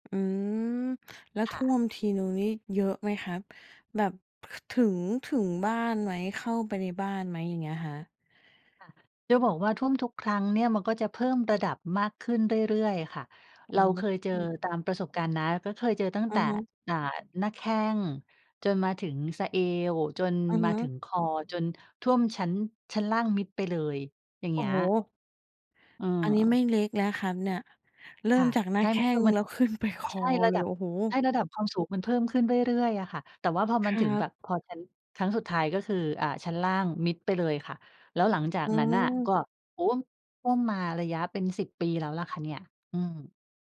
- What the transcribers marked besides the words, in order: other background noise; laughing while speaking: "ขึ้น"
- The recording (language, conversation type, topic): Thai, podcast, ช่วงมรสุมหรือหน้าฝนมีความท้าทายอะไรสำหรับคุณบ้างครับ/คะ?